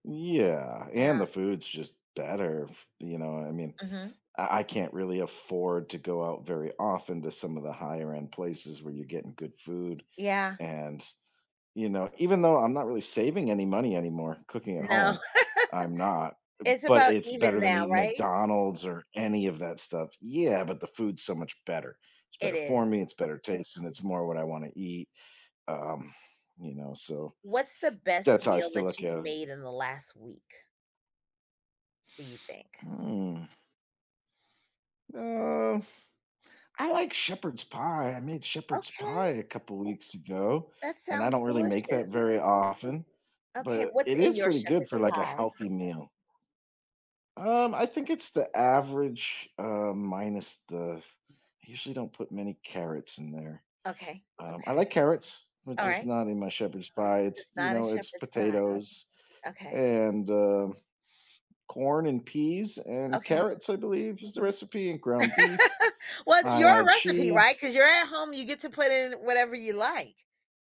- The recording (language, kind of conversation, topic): English, podcast, How does cooking at home change the way we enjoy and connect with our food?
- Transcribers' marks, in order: laugh; other background noise; dog barking; laugh